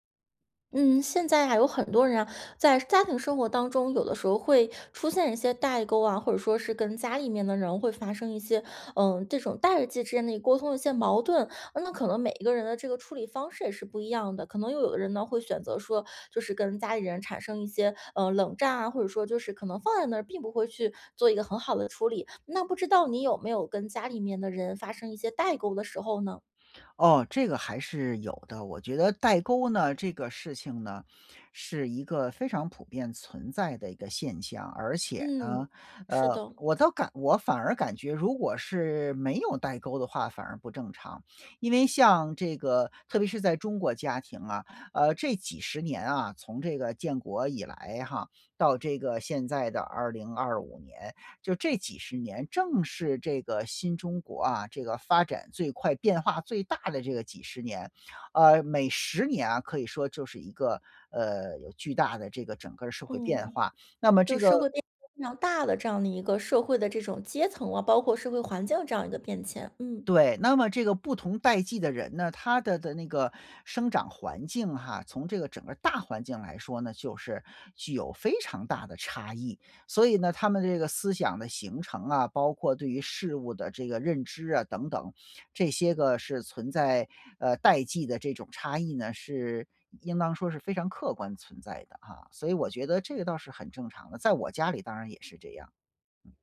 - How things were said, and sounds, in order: other background noise
- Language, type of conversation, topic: Chinese, podcast, 家里出现代沟时，你会如何处理？